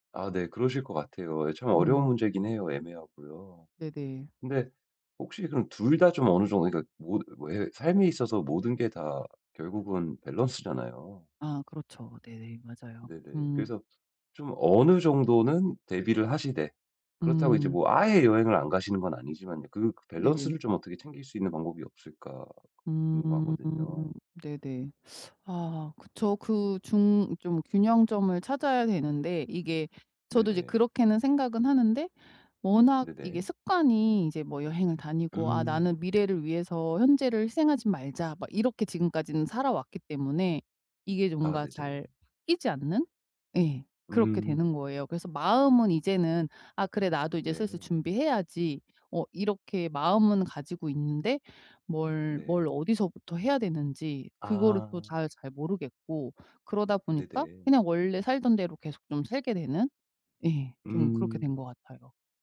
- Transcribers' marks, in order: other background noise; teeth sucking
- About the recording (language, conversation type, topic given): Korean, advice, 저축과 소비의 균형을 어떻게 맞춰 지속 가능한 지출 계획을 세울 수 있을까요?